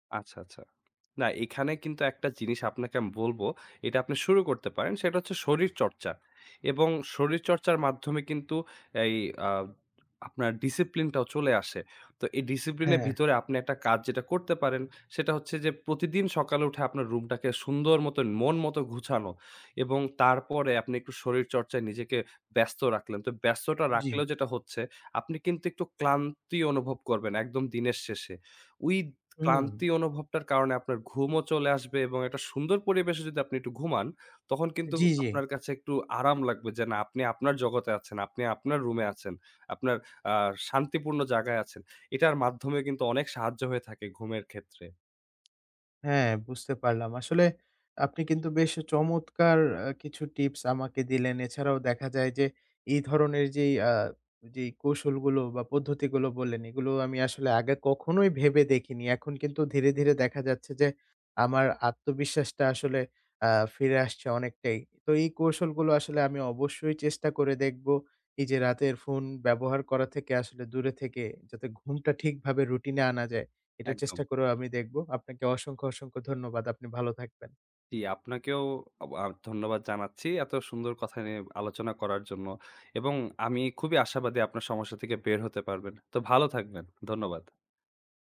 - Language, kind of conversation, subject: Bengali, advice, রাতে ঘুম ঠিক রাখতে কতক্ষণ পর্যন্ত ফোনের পর্দা দেখা নিরাপদ?
- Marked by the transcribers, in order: other background noise; "আমি" said as "আম"; "গুছানো" said as "ঘুছানো"; "ব্যস্ততা" said as "ব্যাটোটা"; "ওই" said as "উই"; tapping